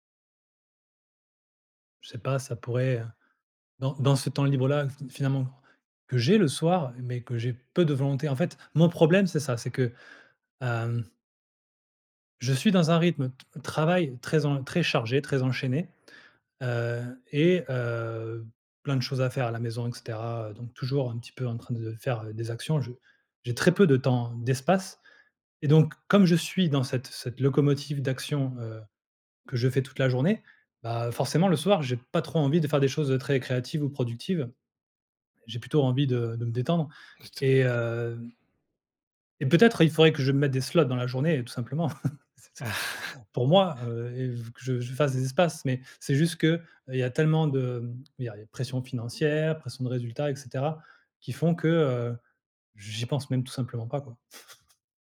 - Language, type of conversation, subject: French, advice, Comment votre mode de vie chargé vous empêche-t-il de faire des pauses et de prendre soin de vous ?
- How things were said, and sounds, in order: stressed: "pas"; unintelligible speech; in English: "slots"; chuckle; laugh; chuckle